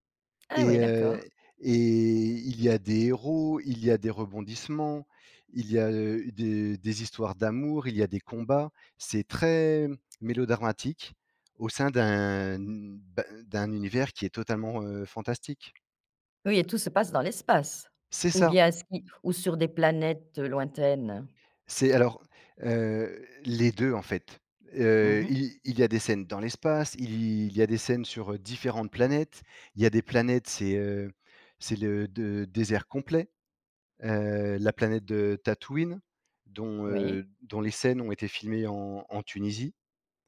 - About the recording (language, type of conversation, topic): French, podcast, Quels films te reviennent en tête quand tu repenses à ton adolescence ?
- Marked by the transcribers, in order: tapping; other background noise